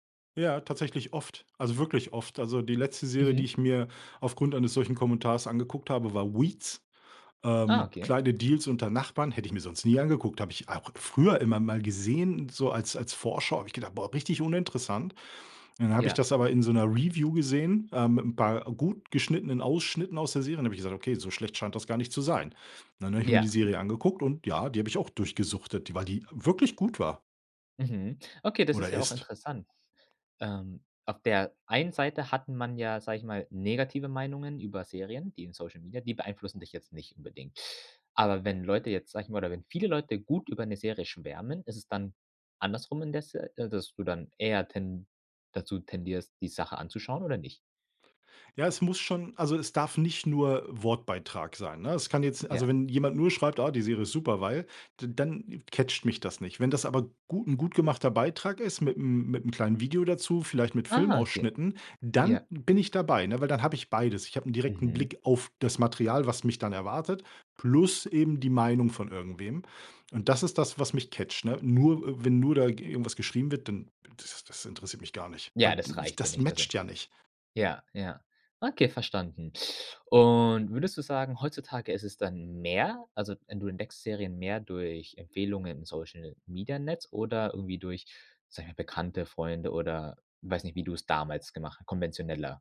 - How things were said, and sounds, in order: in English: "catcht"; stressed: "dann"; in English: "catcht"; in English: "matcht"
- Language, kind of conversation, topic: German, podcast, Wie verändern soziale Medien die Diskussionen über Serien und Fernsehsendungen?